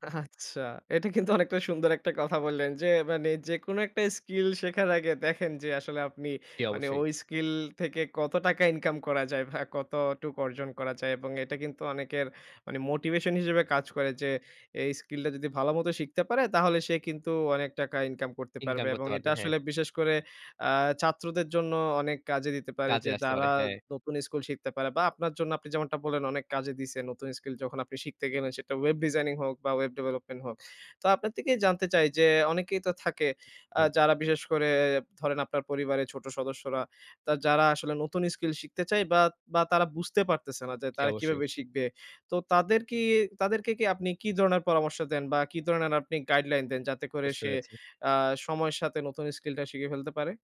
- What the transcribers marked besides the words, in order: laughing while speaking: "আচ্ছা। এটা কিন্তু অনেকটা সুন্দর … অর্জন করা যায়"; other background noise; in English: "skill"; "থেকেই" said as "তেকেই"
- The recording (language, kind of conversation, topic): Bengali, podcast, নতুন স্কিল শেখার সবচেয়ে সহজ উপায় কী মনে হয়?